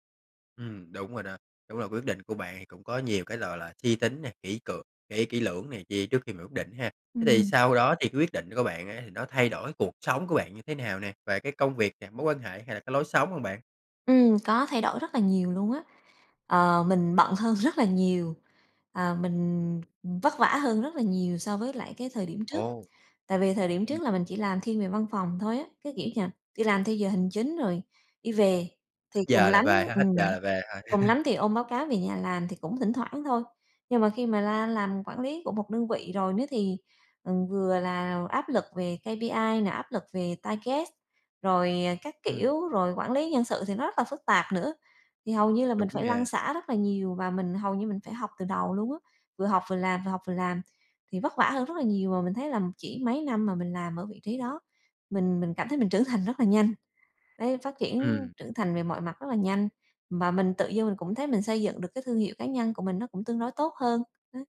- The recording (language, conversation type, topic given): Vietnamese, podcast, Kể về quyết định nghề quan trọng nhất bạn từng đưa ra?
- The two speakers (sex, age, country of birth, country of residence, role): female, 35-39, Vietnam, Vietnam, guest; male, 30-34, Vietnam, Vietnam, host
- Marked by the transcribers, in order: tapping; laugh; in English: "K-P-I"; in English: "target"